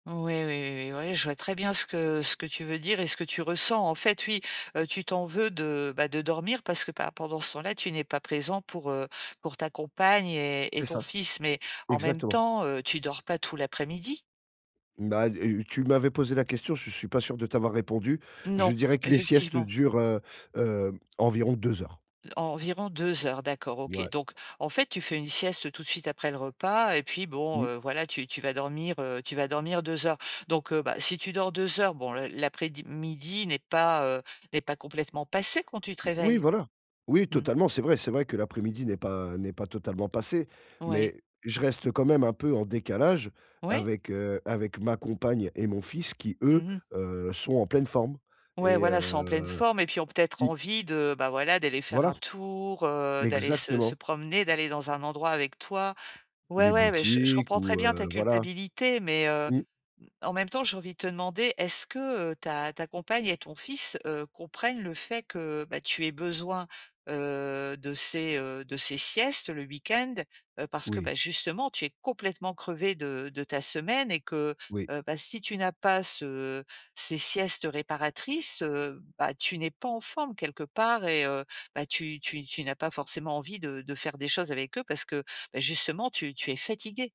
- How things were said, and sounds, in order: drawn out: "heu"; other background noise; tapping
- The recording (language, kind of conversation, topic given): French, advice, Pourquoi est-ce que je me sens coupable de faire de longues siestes ?